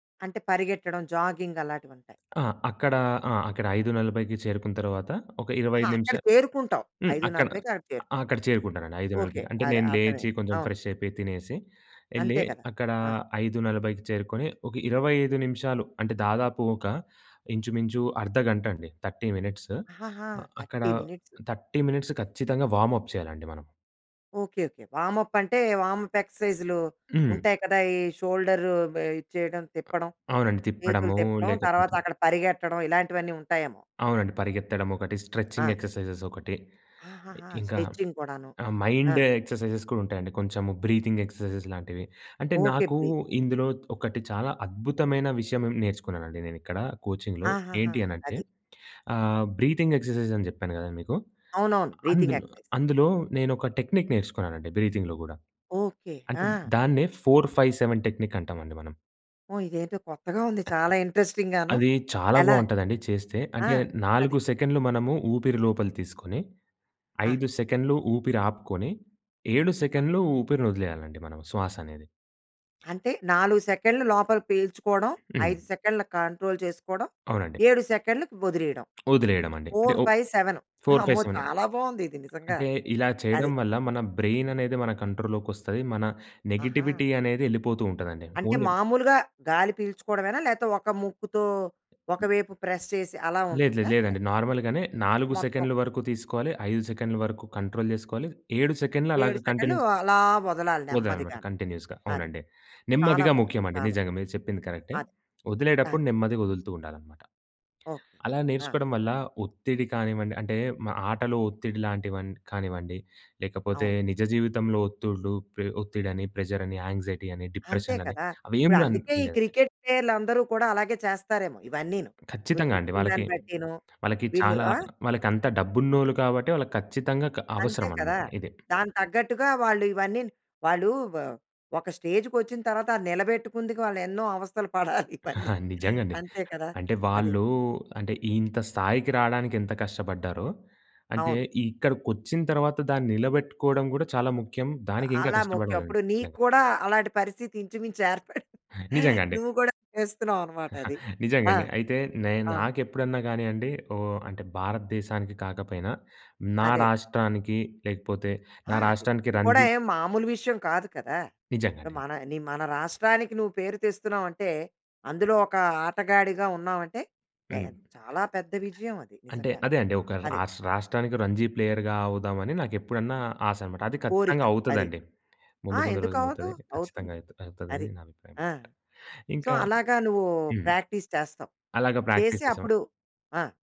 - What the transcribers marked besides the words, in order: in English: "జాగ్గింగ్"; in English: "ఫ్రెష్"; in English: "థర్టీ మినిట్స్"; in English: "థర్టీ మినిట్స్"; in English: "థర్టీ"; in English: "వార్మ్ అప్"; in English: "వార్మ్ అప్"; in English: "వార్మ్ అప్"; in English: "షోల్డర్"; other background noise; in English: "స్ట్రెచింగ్ ఎక్సర్సైజెస్"; in English: "స్ట్రెచ్చింగ్"; in English: "మైండ్ ఎక్సర్సైజెస్"; in English: "బ్రీతింగ్ ఎక్సర్సైసెస్"; in English: "కోచింగ్‌లో"; in English: "బ్రీతింగ్ ఎక్సర్సైజ్"; in English: "బ్రీథింగ్ ఎక్సర్సైజ్"; in English: "టెక్నిక్"; in English: "బ్రీతింగ్‍లో"; in English: "ఫోర్ ఫైవ్ సెవెన్ టెక్నిక్"; in English: "ఇంట్రెస్టింగ్‌గాను"; in English: "కంట్రోల్"; in English: "ఫోర్ ఫైవ్ సెవెను"; in English: "బ్రైన్"; in English: "కంట్రోల్‌లోకి"; in English: "నెగటివిటి"; in English: "ఓన్లీ"; in English: "ప్రెస్"; in English: "నార్మల్‌గానే"; in English: "కంటిన్యూస్"; chuckle; laughing while speaking: "పడాలి ఇవన్నీ"; laughing while speaking: "ఏర్పడింది. నువ్వు కూడా చేస్తున్నావనమాట"; chuckle; in English: "ప్లేయర్‌గా"; in English: "సో"; in English: "ప్రాక్టీస్"; tapping; in English: "ప్రాక్టీస్"
- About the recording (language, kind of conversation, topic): Telugu, podcast, చిన్న విజయాలను నువ్వు ఎలా జరుపుకుంటావు?